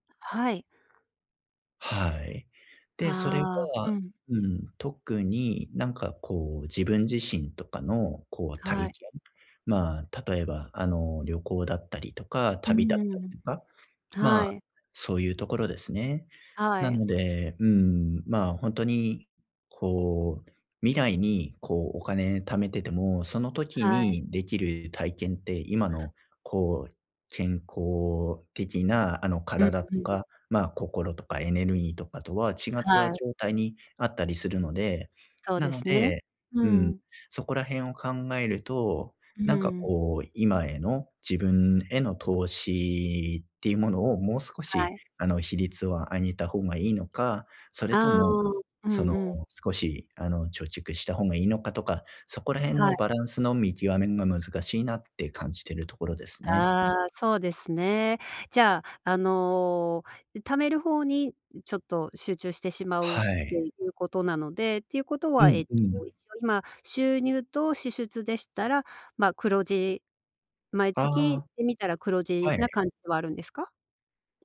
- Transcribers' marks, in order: tapping; other background noise
- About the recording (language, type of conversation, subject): Japanese, advice, 将来の貯蓄と今の消費のバランスをどう取ればよいですか？